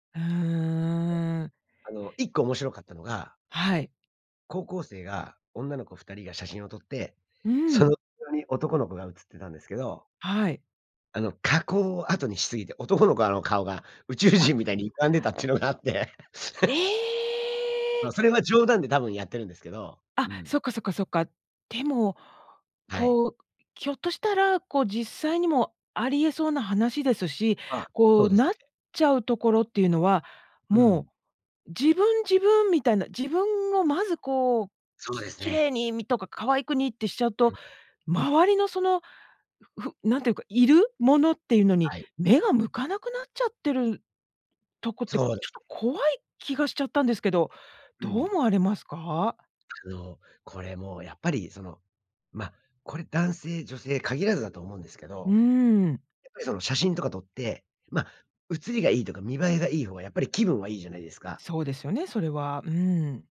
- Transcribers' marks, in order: other background noise; laughing while speaking: "宇宙人みたいに歪んでたっていうのがあって"; tapping; laugh; drawn out: "ええ"
- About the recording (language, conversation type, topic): Japanese, podcast, 写真加工やフィルターは私たちのアイデンティティにどのような影響を与えるのでしょうか？